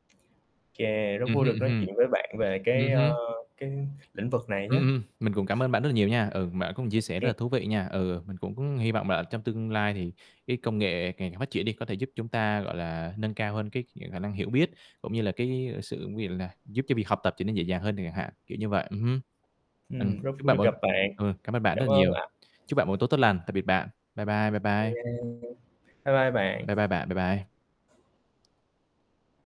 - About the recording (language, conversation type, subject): Vietnamese, unstructured, Bạn nghĩ giáo dục trong tương lai sẽ thay đổi như thế nào nhờ công nghệ?
- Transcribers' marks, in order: static; other background noise; unintelligible speech; tapping; unintelligible speech